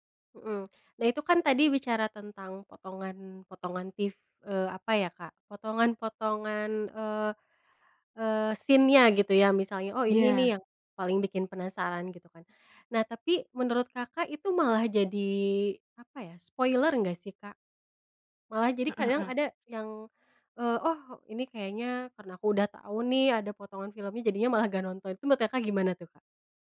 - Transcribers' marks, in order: in English: "scene-nya"; in English: "spoiler"
- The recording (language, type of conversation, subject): Indonesian, podcast, Bagaimana media sosial memengaruhi popularitas acara televisi?